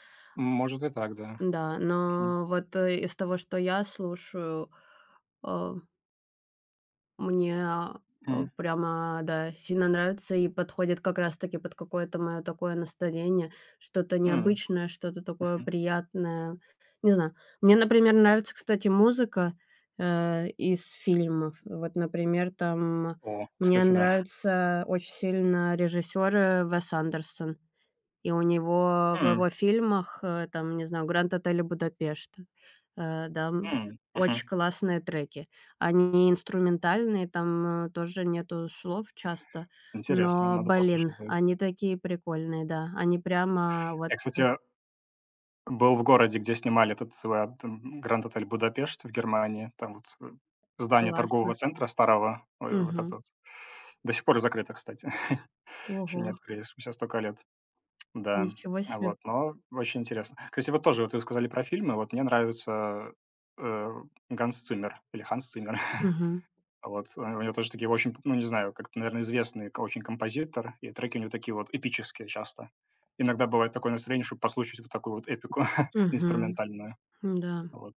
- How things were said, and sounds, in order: other background noise; stressed: "блин"; chuckle; surprised: "Ого!"; tsk; chuckle; chuckle
- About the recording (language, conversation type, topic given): Russian, unstructured, Какая музыка поднимает тебе настроение?